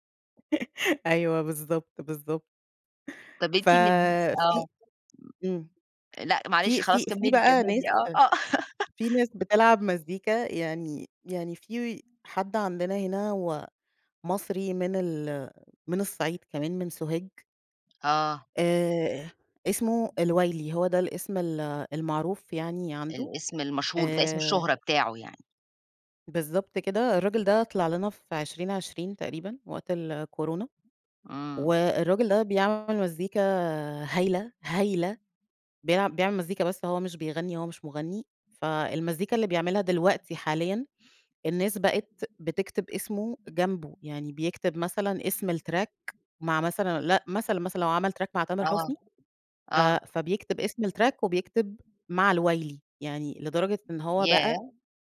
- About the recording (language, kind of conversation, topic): Arabic, podcast, إزاي اكتشفت نوع الموسيقى اللي بتحبّه؟
- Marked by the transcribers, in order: chuckle; background speech; chuckle; other background noise; in English: "الtrack"; in English: "track"; in English: "الtrack"